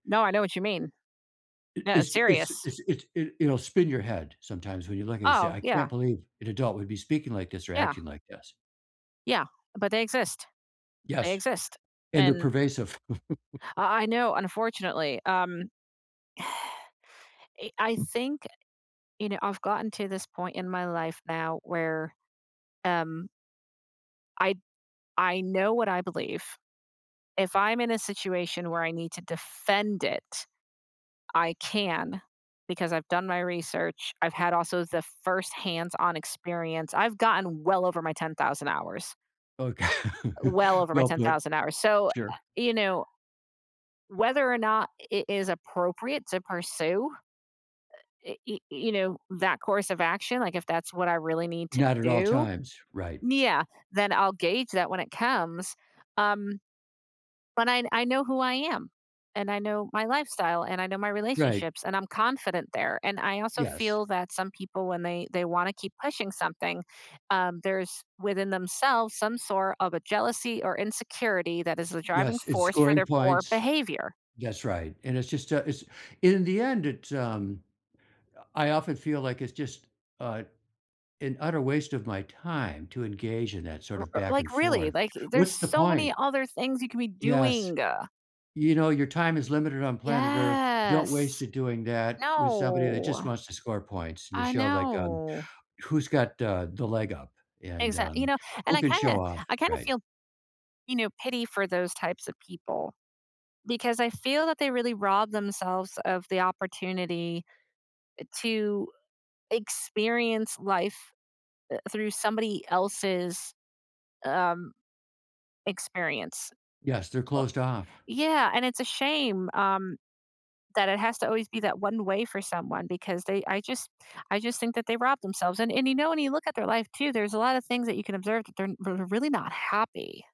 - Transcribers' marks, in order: laugh; sigh; laughing while speaking: "Okay"; drawn out: "Yes, no"
- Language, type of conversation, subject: English, unstructured, How can I cope when my beliefs are challenged?
- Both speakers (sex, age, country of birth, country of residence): female, 35-39, United States, United States; male, 75-79, United States, United States